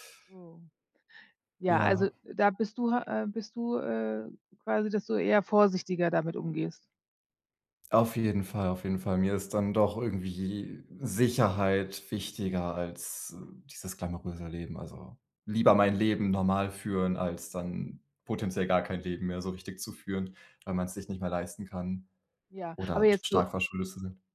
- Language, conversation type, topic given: German, advice, Wie gehe ich mit Geldsorgen und dem Druck durch Vergleiche in meinem Umfeld um?
- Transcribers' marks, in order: none